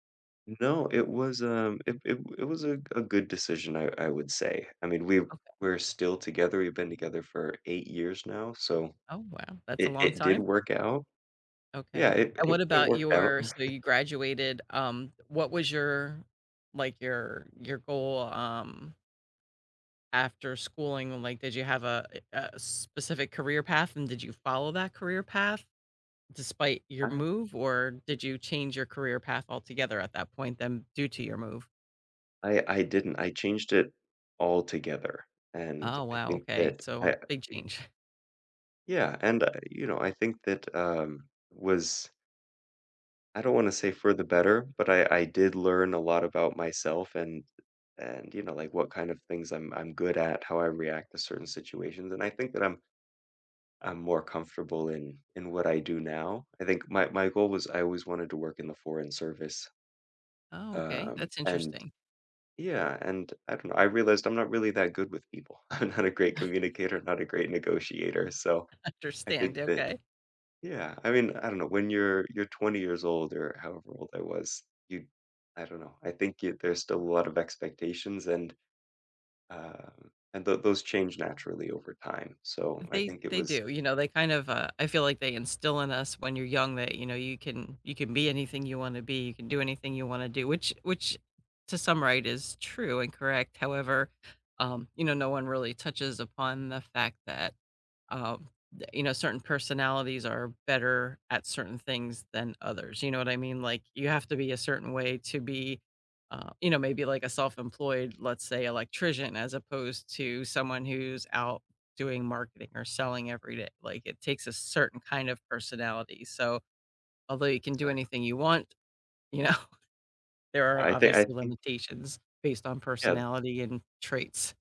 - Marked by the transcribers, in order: chuckle; unintelligible speech; laughing while speaking: "I'm"; scoff; other background noise; laughing while speaking: "Understand"; tapping; laughing while speaking: "know"
- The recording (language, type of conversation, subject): English, unstructured, When you face a big decision, do you trust your gut or follow the evidence?